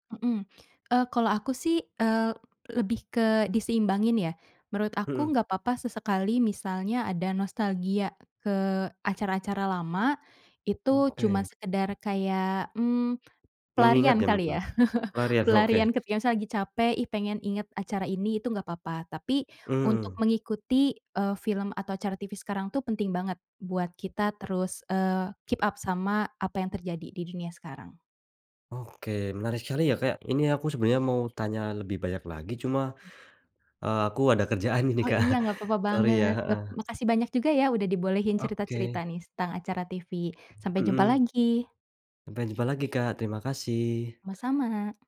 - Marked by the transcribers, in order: chuckle; in English: "keep up"; other background noise; laughing while speaking: "kerjaan ini, Kak"
- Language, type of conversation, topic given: Indonesian, podcast, Mengapa menurutmu orang suka bernostalgia dengan acara televisi lama?